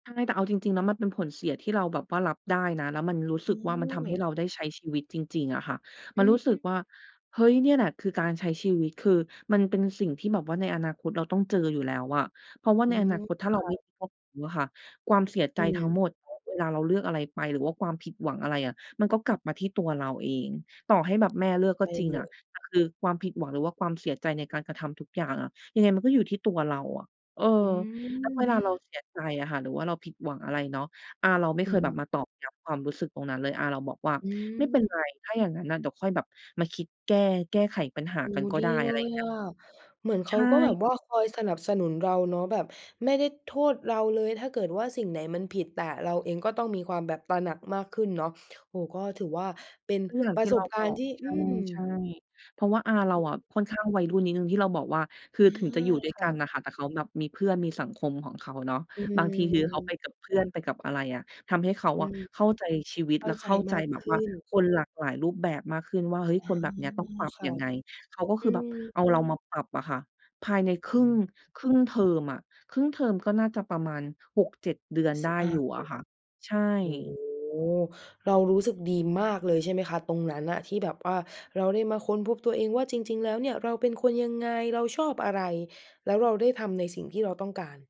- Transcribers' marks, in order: unintelligible speech; other background noise; tapping
- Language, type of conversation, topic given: Thai, podcast, เล่าให้ฟังหน่อยได้ไหมว่าครั้งแรกที่คุณรู้สึกว่าได้เจอตัวเองเกิดขึ้นเมื่อไหร่?